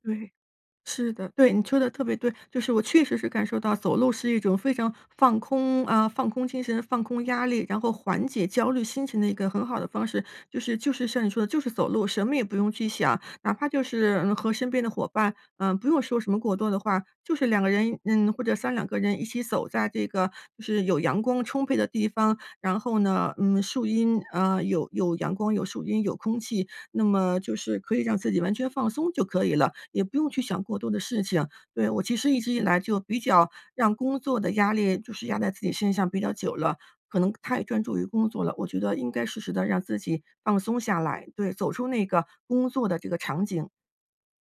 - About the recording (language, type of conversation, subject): Chinese, advice, 你因为工作太忙而完全停掉运动了吗？
- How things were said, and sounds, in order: none